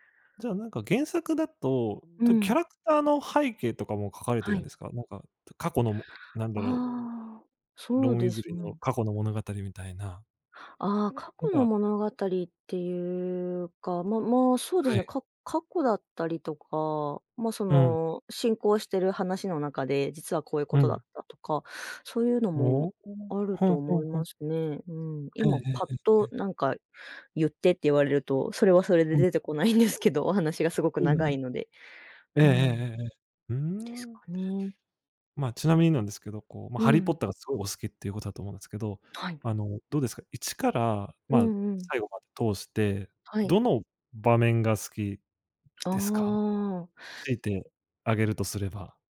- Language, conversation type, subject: Japanese, podcast, これまででいちばん思い出深い作品はどれですか？
- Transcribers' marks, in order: laughing while speaking: "こないんですけど"